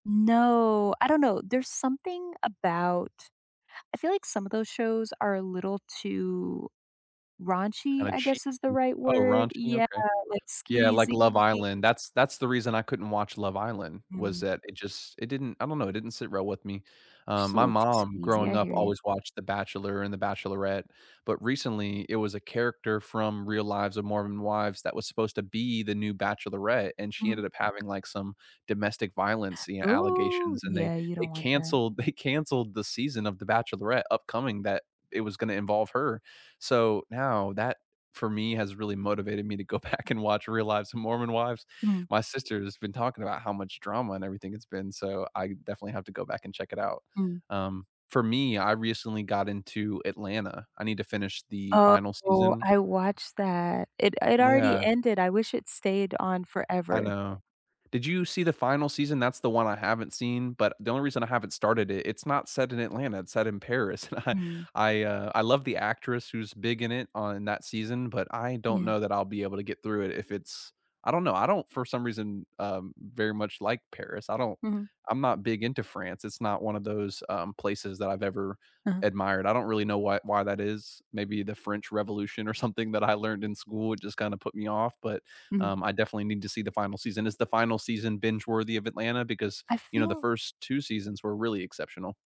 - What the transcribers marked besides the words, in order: other background noise; tapping; laughing while speaking: "they"; laughing while speaking: "go back"; chuckle
- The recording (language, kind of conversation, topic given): English, unstructured, What binge-worthy TV shows have you been recommending lately, and what makes them picks you want to share with everyone?